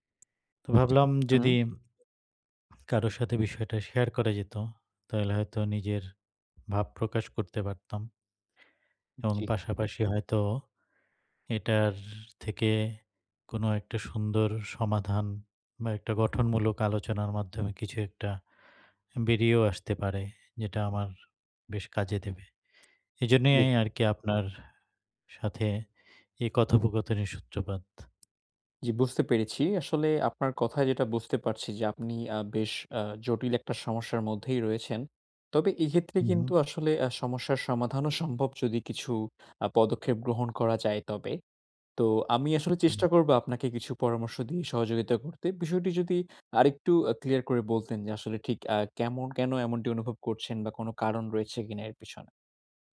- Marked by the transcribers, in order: tapping; other background noise; unintelligible speech
- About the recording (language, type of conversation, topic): Bengali, advice, সামাজিকতা এবং একাকীত্বের মধ্যে কীভাবে সঠিক ভারসাম্য বজায় রাখব?
- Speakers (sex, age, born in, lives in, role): male, 20-24, Bangladesh, Bangladesh, advisor; male, 45-49, Bangladesh, Bangladesh, user